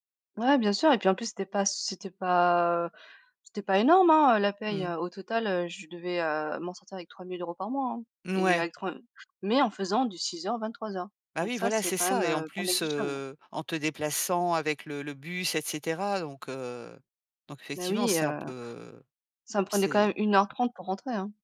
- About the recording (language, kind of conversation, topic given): French, podcast, Comment choisis-tu d’équilibrer ta vie de famille et ta carrière ?
- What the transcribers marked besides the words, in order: none